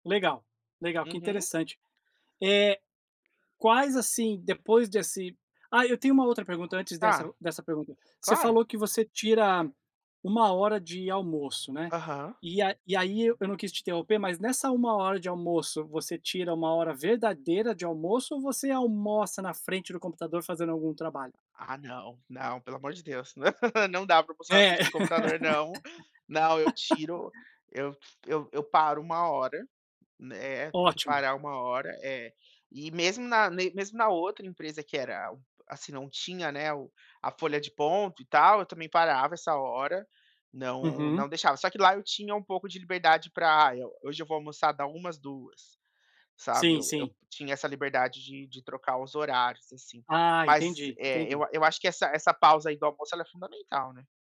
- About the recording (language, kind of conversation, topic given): Portuguese, podcast, O que mudou na sua rotina com o trabalho remoto?
- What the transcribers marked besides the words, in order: tapping; laugh; laugh